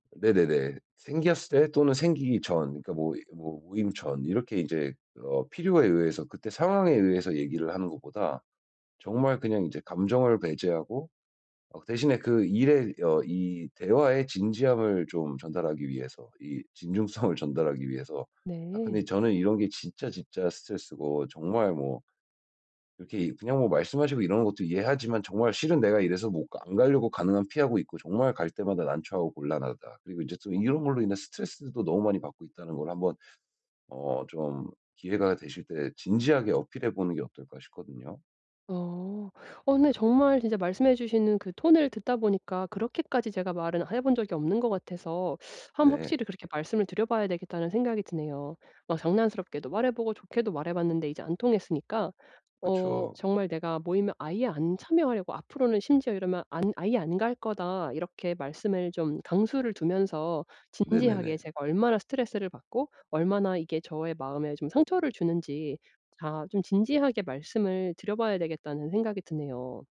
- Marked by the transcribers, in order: other background noise; tapping
- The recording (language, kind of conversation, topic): Korean, advice, 파티나 모임에서 불편한 대화를 피하면서 분위기를 즐겁게 유지하려면 어떻게 해야 하나요?